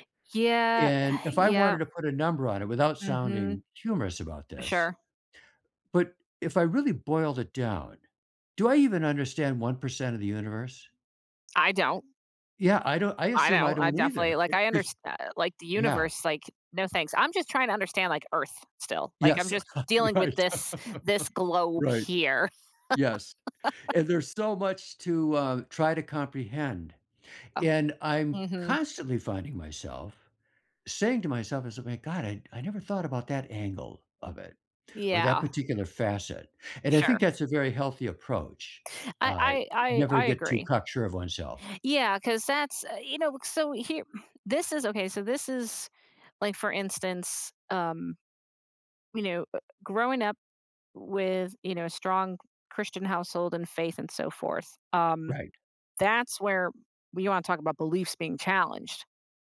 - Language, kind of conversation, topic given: English, unstructured, How can I cope when my beliefs are challenged?
- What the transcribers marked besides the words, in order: sigh; chuckle; laughing while speaking: "Right"; laugh; laugh